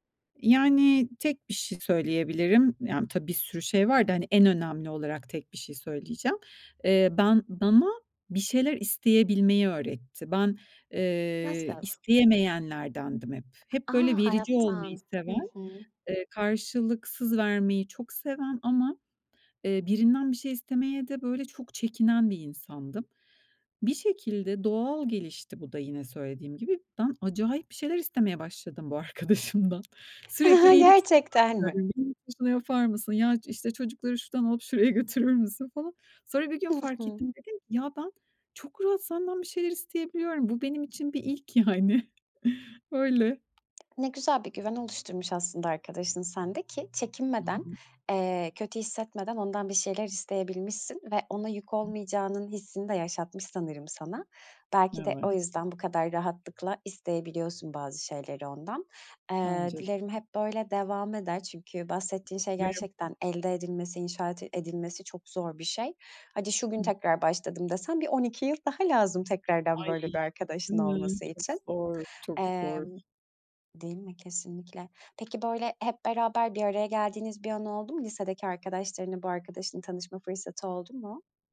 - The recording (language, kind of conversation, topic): Turkish, podcast, Uzun süren arkadaşlıkları nasıl canlı tutarsın?
- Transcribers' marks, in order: tapping; other background noise; unintelligible speech; laughing while speaking: "arkadaşımdan"; chuckle; laughing while speaking: "şuraya götürür müsün?"; laughing while speaking: "yani"; unintelligible speech; unintelligible speech